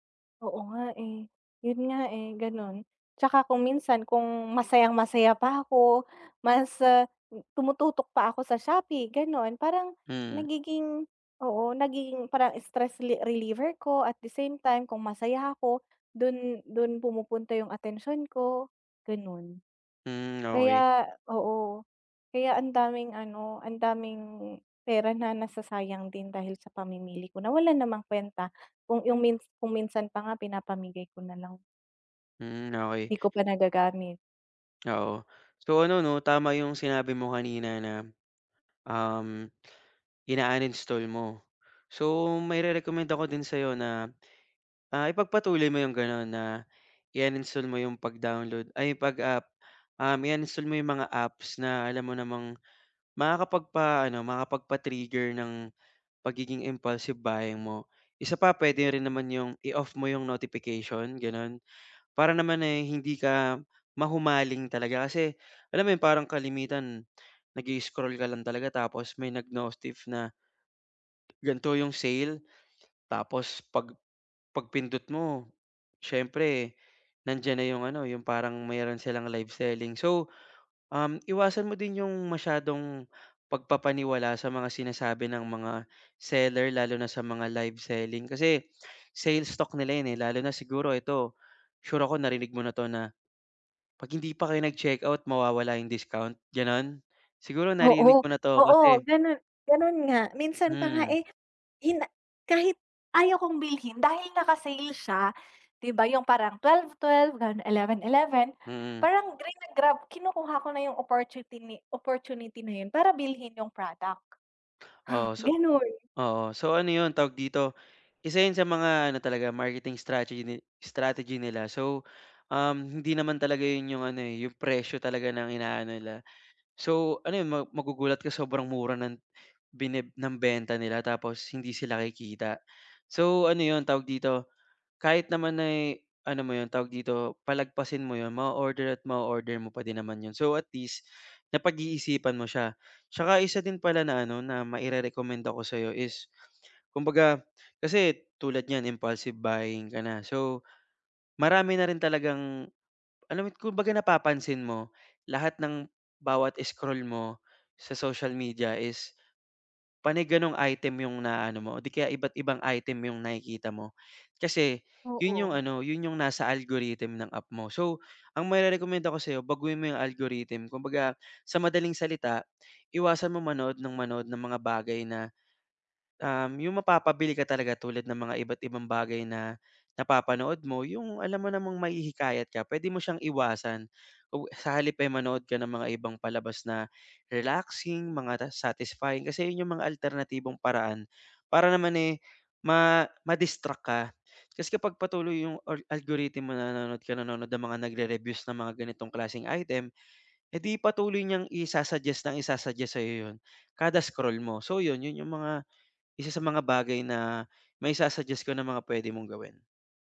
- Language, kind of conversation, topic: Filipino, advice, Paano ko mapipigilan ang impulsibong pamimili sa araw-araw?
- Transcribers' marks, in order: tapping; other background noise